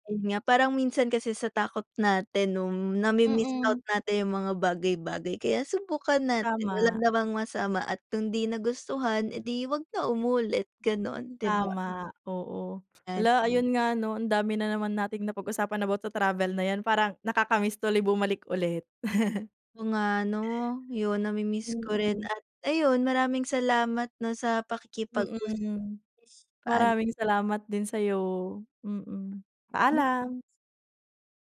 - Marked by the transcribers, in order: chuckle; other background noise
- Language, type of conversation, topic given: Filipino, unstructured, Ano ang paborito mong lugar na napuntahan, at bakit?